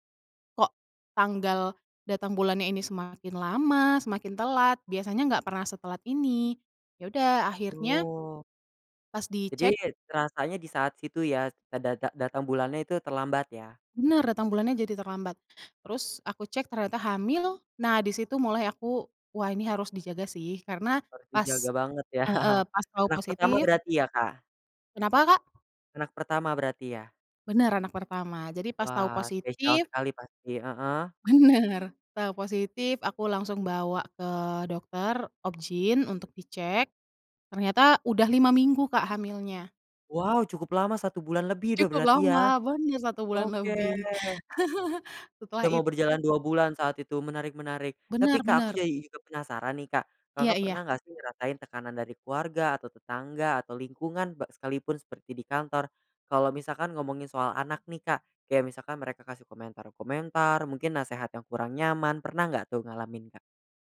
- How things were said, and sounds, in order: tapping; chuckle; other background noise; laughing while speaking: "Bener"; chuckle
- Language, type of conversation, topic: Indonesian, podcast, Bagaimana kamu memutuskan apakah ingin punya anak atau tidak?